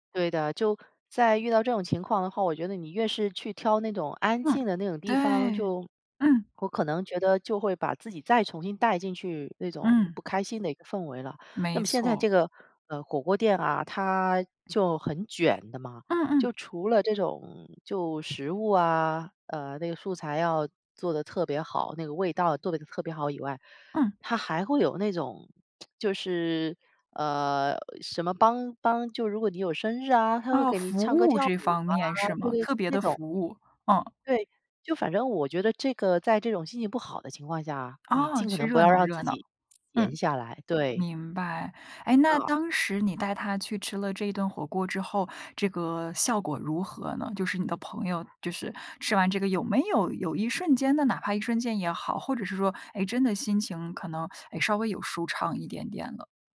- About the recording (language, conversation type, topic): Chinese, podcast, 你会怎样用食物安慰心情低落的朋友？
- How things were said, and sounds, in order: other background noise; tsk; teeth sucking